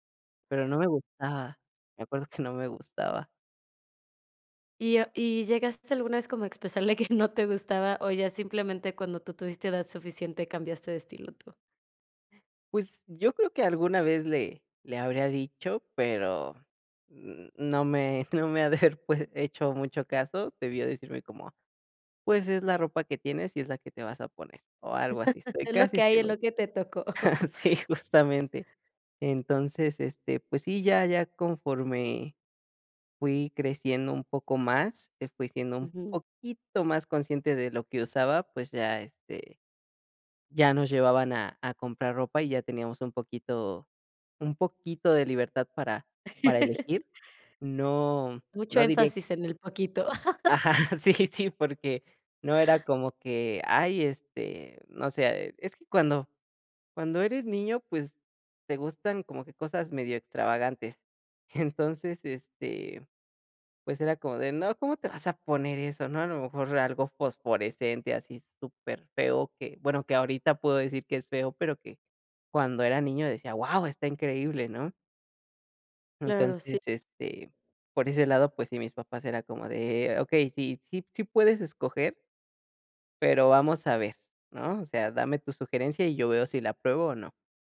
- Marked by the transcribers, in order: chuckle; chuckle; chuckle; chuckle; laughing while speaking: "Sí, justamente"; laugh; laugh; laughing while speaking: "Ajá, sí, sí"
- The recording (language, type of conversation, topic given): Spanish, podcast, ¿Cómo ha cambiado tu estilo con los años?